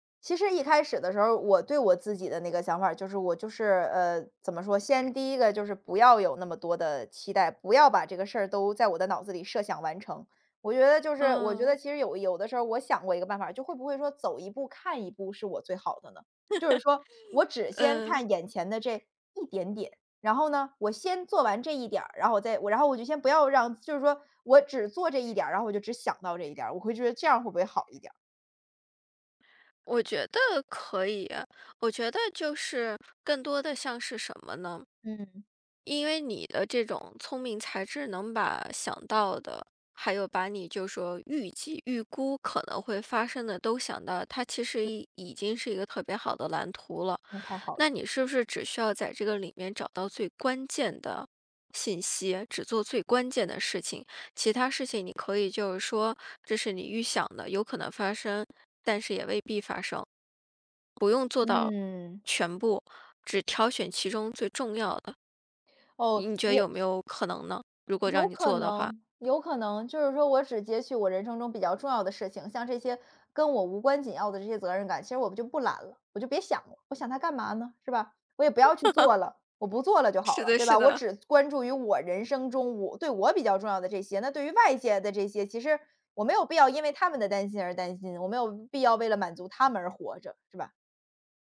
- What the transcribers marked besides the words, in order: tapping; laugh; other background noise; laugh; laughing while speaking: "是的 是的"
- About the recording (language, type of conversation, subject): Chinese, advice, 我想停止过度担心，但不知道该从哪里开始，该怎么办？